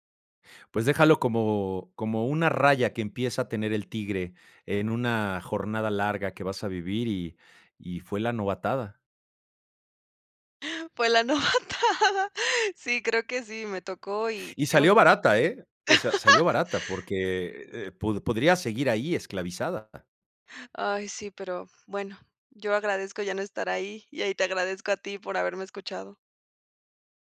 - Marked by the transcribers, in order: laughing while speaking: "Fue la novatada"; chuckle
- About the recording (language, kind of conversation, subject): Spanish, advice, ¿Cómo te has sentido al notar que has perdido tu identidad después de una ruptura o al iniciar una nueva relación?